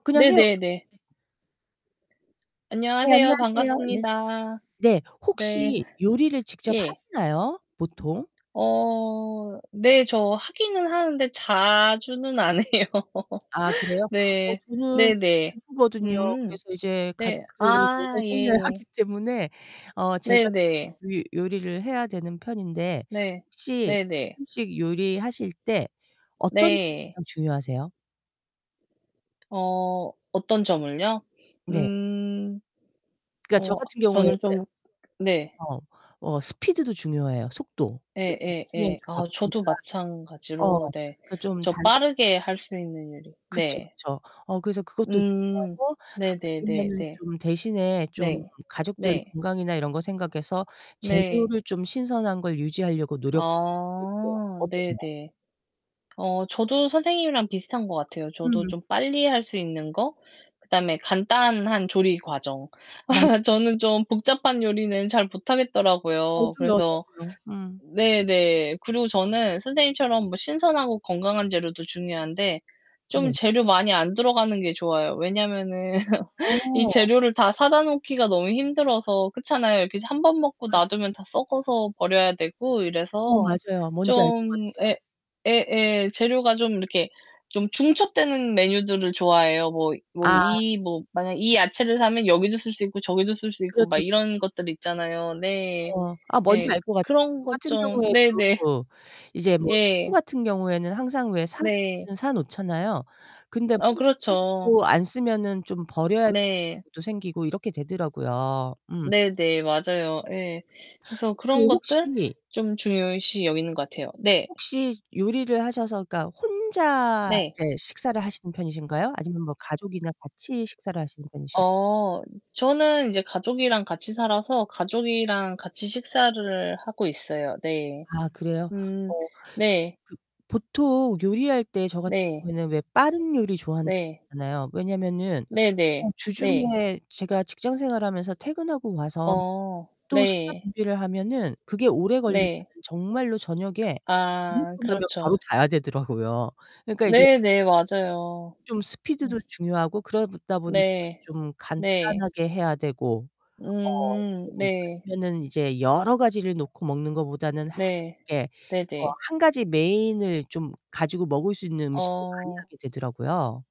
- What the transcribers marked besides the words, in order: distorted speech; other background noise; laughing while speaking: "안 해요"; laugh; laughing while speaking: "하기"; tapping; laugh; laugh; unintelligible speech; unintelligible speech
- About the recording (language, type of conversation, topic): Korean, unstructured, 음식을 준비할 때 가장 중요하다고 생각하는 점은 무엇인가요?